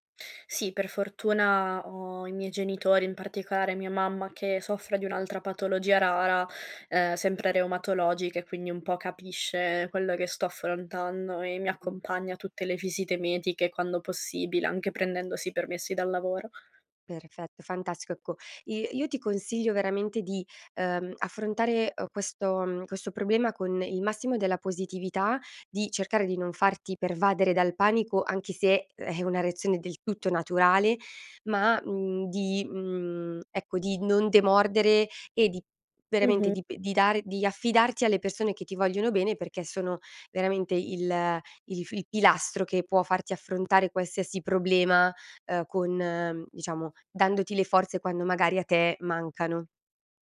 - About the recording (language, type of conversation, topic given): Italian, advice, Come posso gestire una diagnosi medica incerta mentre aspetto ulteriori esami?
- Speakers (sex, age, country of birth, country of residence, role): female, 25-29, Italy, Italy, user; female, 30-34, Italy, Italy, advisor
- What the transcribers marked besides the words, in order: other background noise